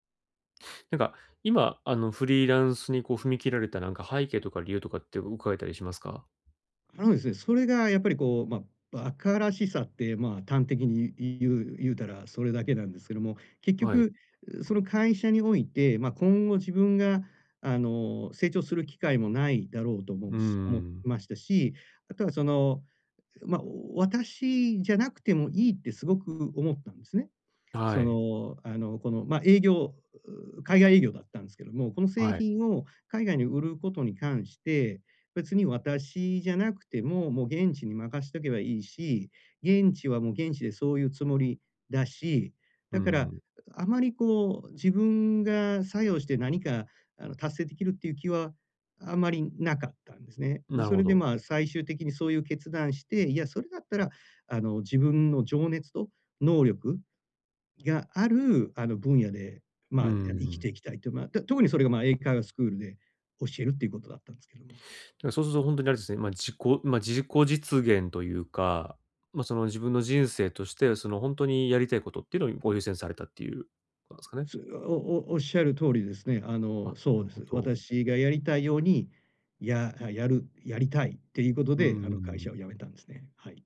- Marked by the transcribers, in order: other noise
- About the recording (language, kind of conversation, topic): Japanese, advice, 記念日や何かのきっかけで湧いてくる喪失感や満たされない期待に、穏やかに対処するにはどうすればよいですか？